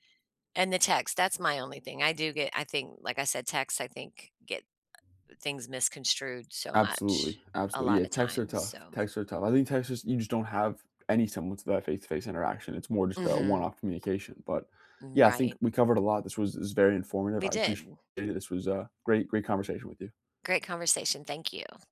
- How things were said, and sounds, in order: other background noise; tapping
- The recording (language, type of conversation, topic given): English, unstructured, How does technology affect the way people communicate?